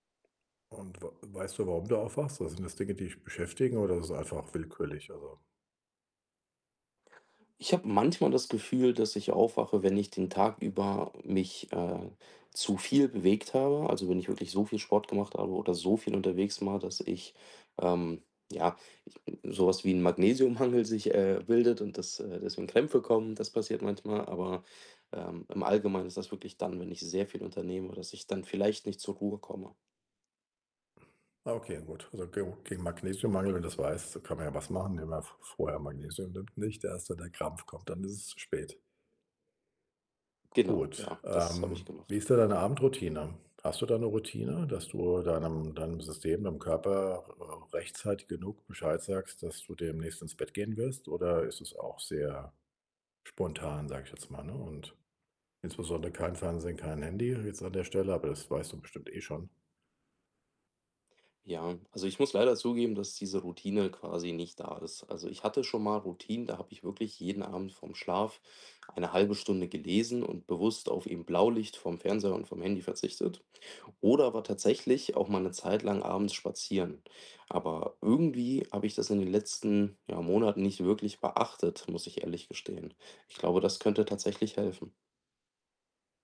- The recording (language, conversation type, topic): German, advice, Wie kann ich schlechte Gewohnheiten langfristig und nachhaltig ändern?
- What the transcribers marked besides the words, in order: other background noise